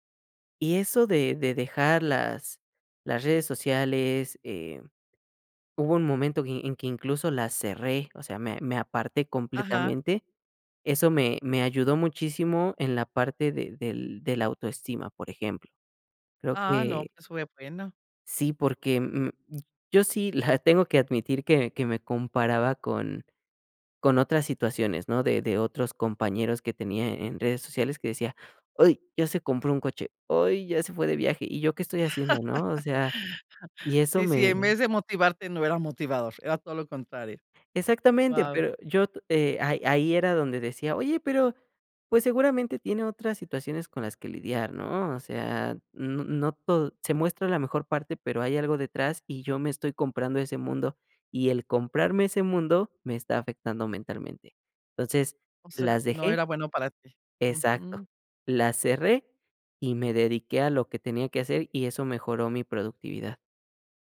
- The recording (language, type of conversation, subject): Spanish, podcast, ¿Qué pequeños cambios te han ayudado más a desarrollar resiliencia?
- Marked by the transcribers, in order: laugh